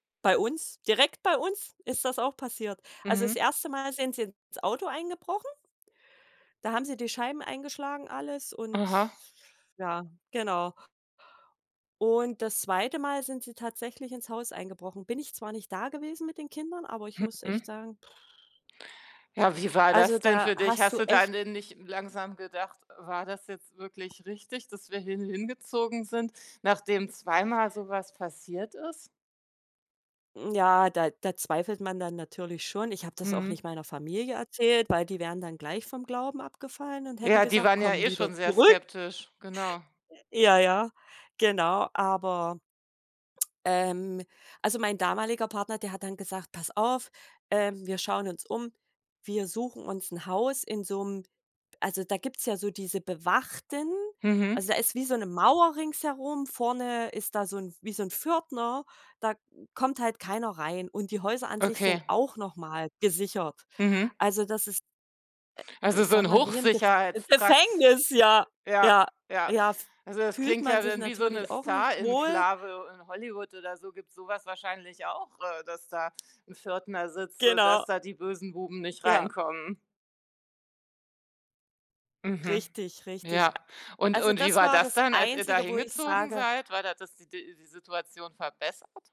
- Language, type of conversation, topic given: German, podcast, Wie hat dich ein Umzug persönlich verändert?
- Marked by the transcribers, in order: lip trill; other background noise; tapping; tsk